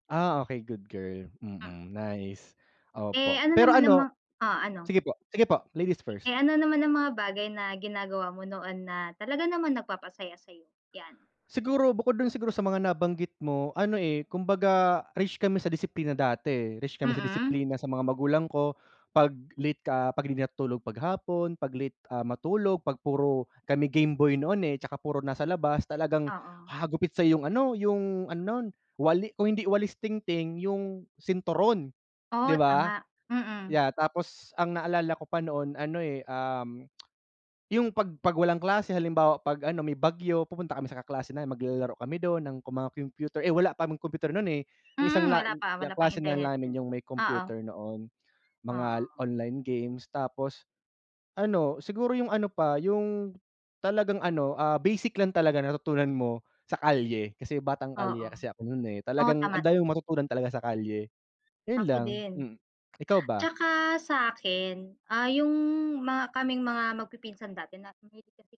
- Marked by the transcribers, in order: tapping; other background noise
- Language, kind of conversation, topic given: Filipino, unstructured, Ano ang pinakamasayang karanasan mo noong kabataan mo?